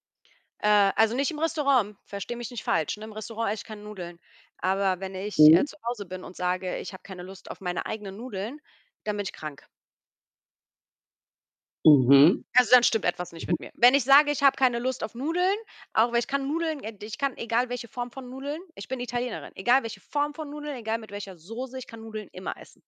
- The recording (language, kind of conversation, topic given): German, podcast, Was ist dein Notfallrezept, wenn der Kühlschrank leer ist?
- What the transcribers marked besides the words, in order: distorted speech; other background noise; tapping